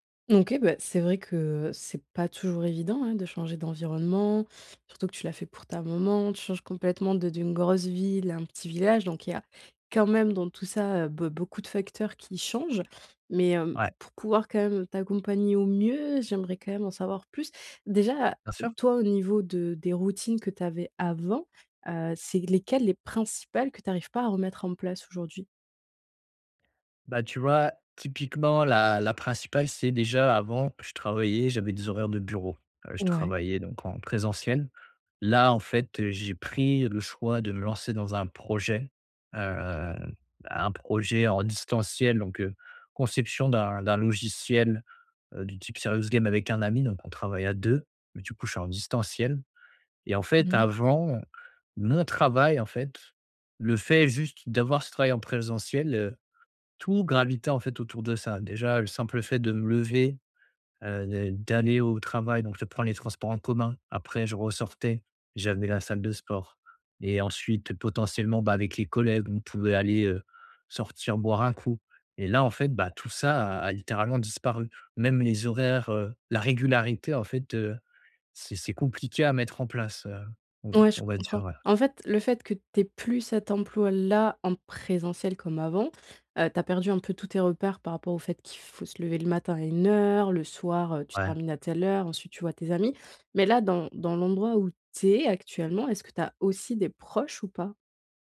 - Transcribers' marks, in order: stressed: "avant"; stressed: "régularité"; stressed: "heure"
- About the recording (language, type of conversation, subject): French, advice, Comment adapter son rythme de vie à un nouvel environnement après un déménagement ?